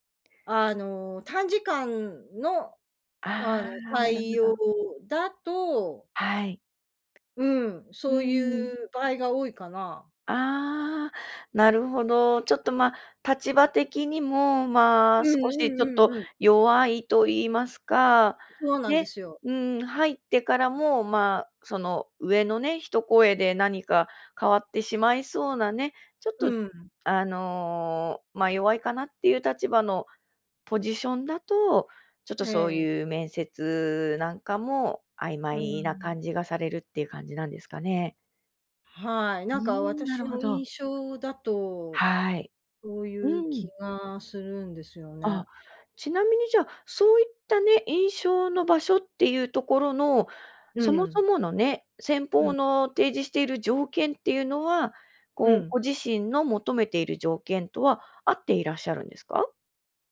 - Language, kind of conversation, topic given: Japanese, advice, 面接で条件交渉や待遇の提示に戸惑っているとき、どう対応すればよいですか？
- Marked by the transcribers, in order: other noise